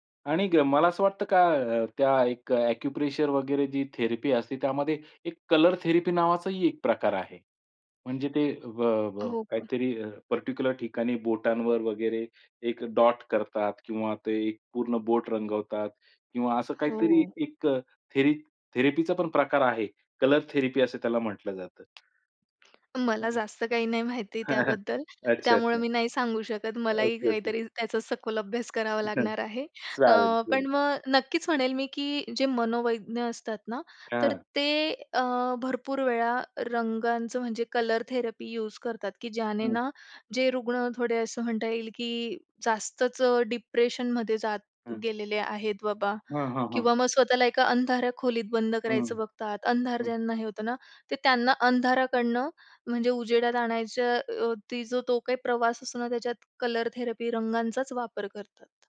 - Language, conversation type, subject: Marathi, podcast, तुम्ही रंग कसे निवडता आणि ते तुमच्याबद्दल काय सांगतात?
- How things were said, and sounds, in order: in English: "थेरपी"; in English: "थेरपी"; other background noise; in English: "पर्टिक्युलर"; tapping; chuckle; "मनोवैज्ञानिक" said as "मनोवैज्ञ"; in English: "कलर थेरपी यूज"; in English: "डिप्रेशनमध्ये"; in English: "कलर थेरपी"